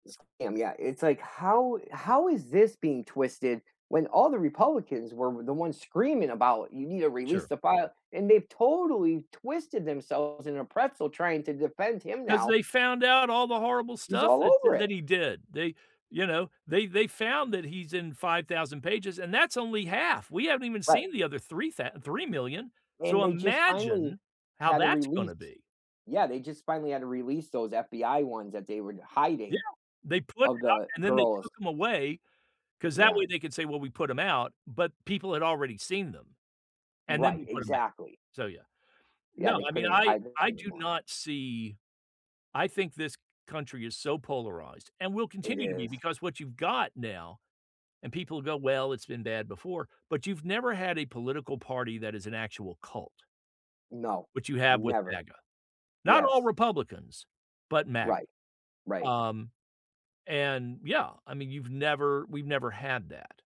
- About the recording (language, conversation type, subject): English, unstructured, What issues should politicians focus on?
- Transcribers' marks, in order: tapping; stressed: "imagine"; other background noise